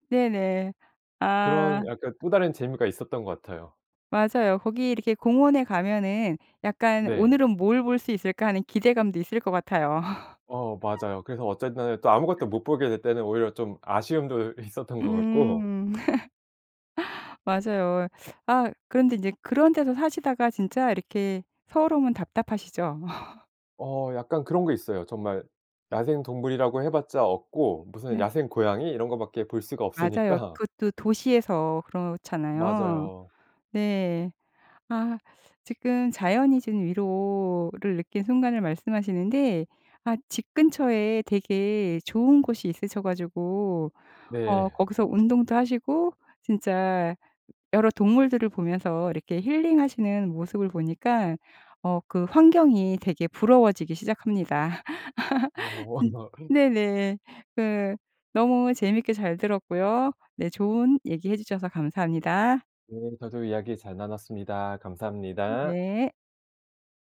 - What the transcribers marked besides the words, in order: other background noise; laugh; laughing while speaking: "아쉬움도 있었던 것 같고"; laugh; laugh; laughing while speaking: "없으니까"; laughing while speaking: "네"; laugh; unintelligible speech
- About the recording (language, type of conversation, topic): Korean, podcast, 자연이 위로가 됐던 순간을 들려주실래요?